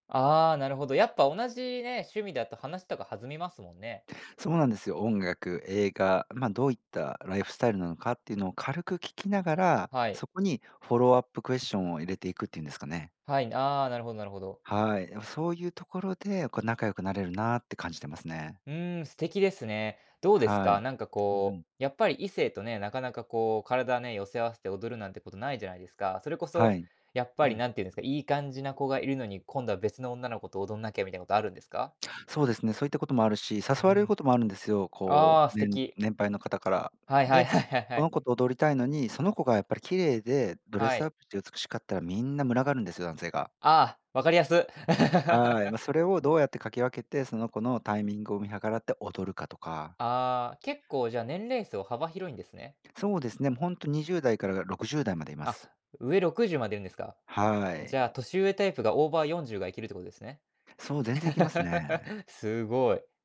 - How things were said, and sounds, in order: in English: "フォローアップクエスチョン"; laugh; laugh
- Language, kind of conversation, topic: Japanese, podcast, 新しい人とつながるとき、どのように話しかけ始めますか？